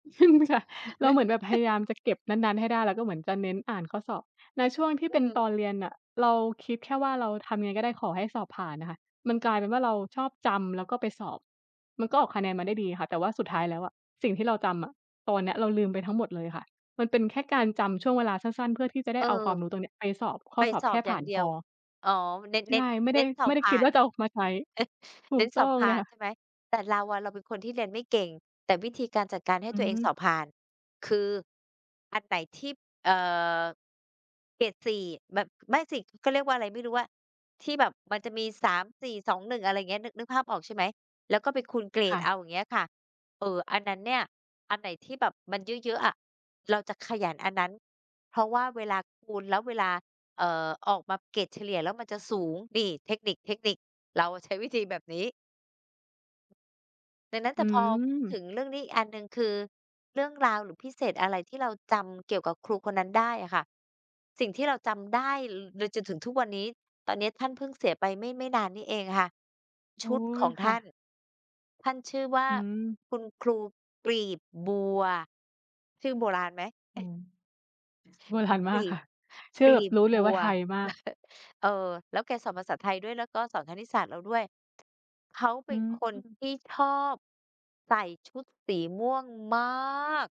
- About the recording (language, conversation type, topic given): Thai, unstructured, ครูที่คุณจดจำได้มากที่สุดเป็นคนอย่างไร?
- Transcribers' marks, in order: laughing while speaking: "อืม ค่ะ"; chuckle; stressed: "กลีบบัว"; chuckle; stressed: "ชอบ"; drawn out: "มาก"